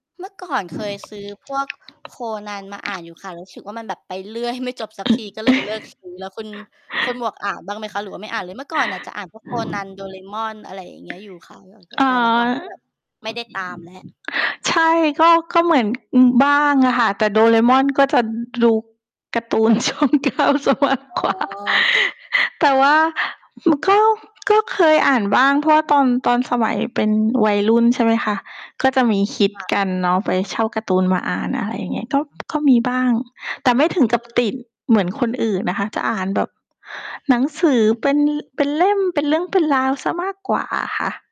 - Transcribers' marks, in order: tapping; other background noise; background speech; mechanical hum; laughing while speaking: "ช่อง 9 เสียมากกว่า"; distorted speech
- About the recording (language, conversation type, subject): Thai, unstructured, คุณเลือกหนังสือมาอ่านในเวลาว่างอย่างไร?